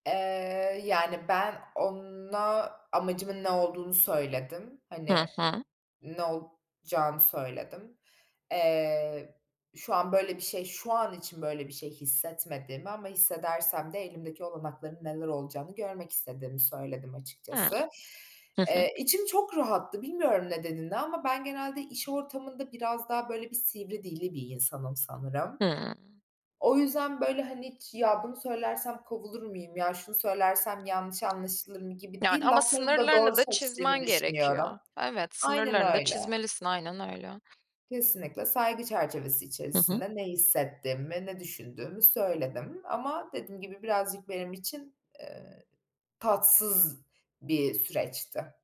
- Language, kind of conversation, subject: Turkish, podcast, İlk iş deneyimin nasıldı?
- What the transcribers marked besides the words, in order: tapping; other background noise